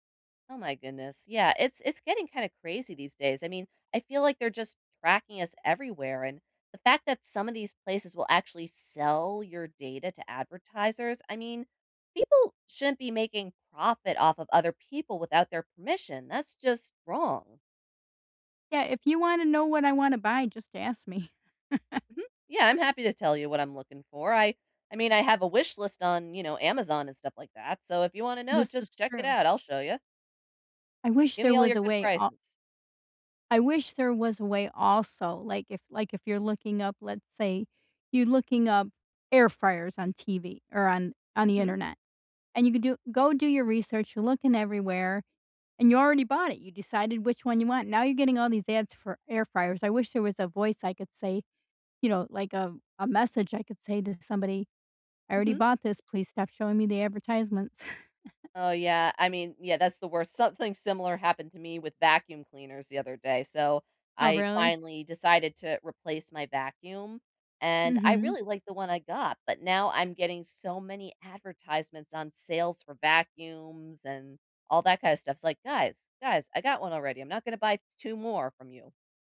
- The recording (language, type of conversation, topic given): English, unstructured, Should I be worried about companies selling my data to advertisers?
- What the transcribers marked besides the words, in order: chuckle; chuckle